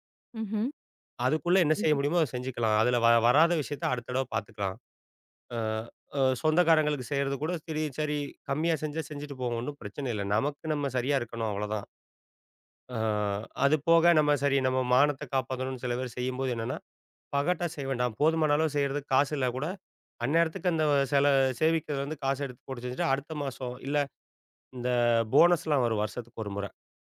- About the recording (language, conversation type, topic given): Tamil, podcast, பணத்தை இன்றே செலவிடலாமா, சேமிக்கலாமா என்று நீங்கள் எப்படி முடிவு செய்கிறீர்கள்?
- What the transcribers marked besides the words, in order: "இல்லன்னா" said as "இல்லா"; "சேமிப்புலருந்து" said as "சேவிக்கலருந்து"